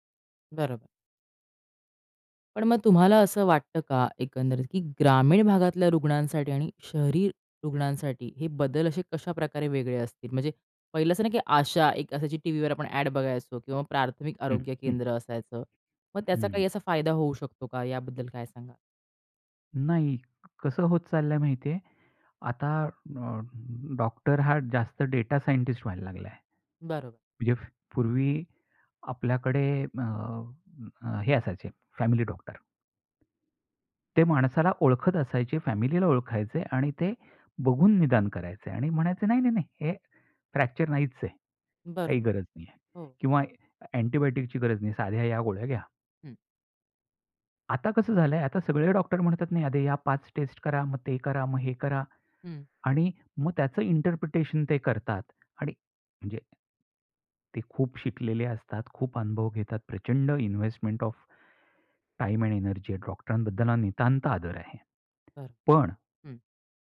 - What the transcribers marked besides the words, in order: other background noise; tapping; in English: "फ्रॅक्चर"; in English: "इंटरप्रिटेशन"; in English: "इन्व्हेस्टमेंट ओफ टाईम अँड एनर्जी"
- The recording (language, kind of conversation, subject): Marathi, podcast, आरोग्य क्षेत्रात तंत्रज्ञानामुळे कोणते बदल घडू शकतात, असे तुम्हाला वाटते का?
- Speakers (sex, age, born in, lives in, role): female, 30-34, India, India, host; male, 50-54, India, India, guest